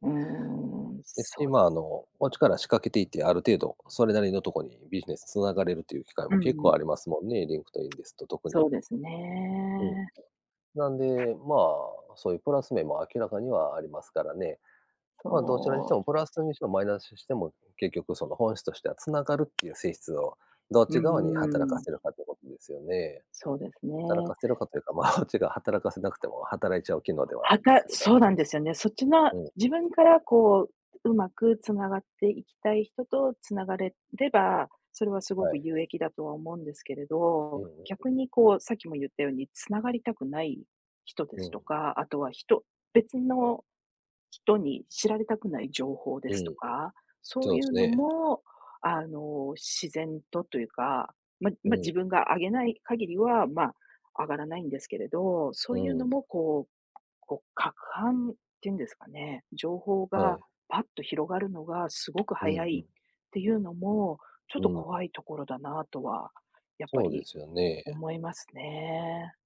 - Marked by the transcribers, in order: other background noise; tapping; laughing while speaking: "まあ"
- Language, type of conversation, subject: Japanese, unstructured, SNSは人間関係にどのような影響を与えていると思いますか？